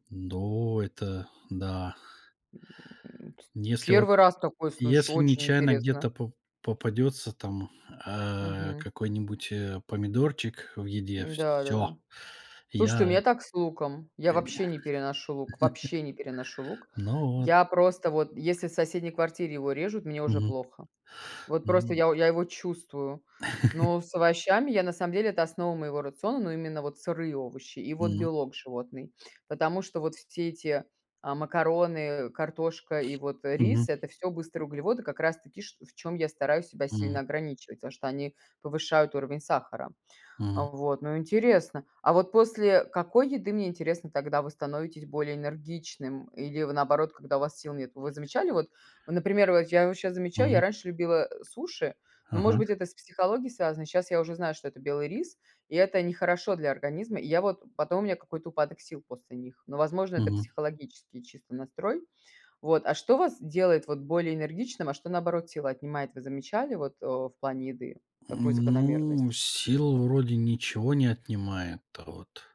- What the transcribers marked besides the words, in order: grunt; chuckle; chuckle
- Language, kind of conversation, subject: Russian, unstructured, Как еда влияет на настроение?